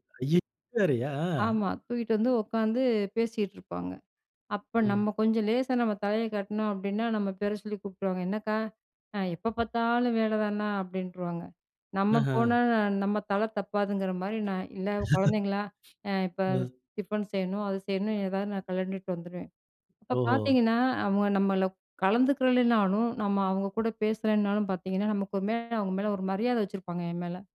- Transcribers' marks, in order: laugh
- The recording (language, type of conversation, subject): Tamil, podcast, பணிநிறுத்தங்களும் வேலை இடைவெளிகளும் உங்கள் அடையாளத்தை எப்படிப் பாதித்ததாக நீங்கள் நினைக்கிறீர்கள்?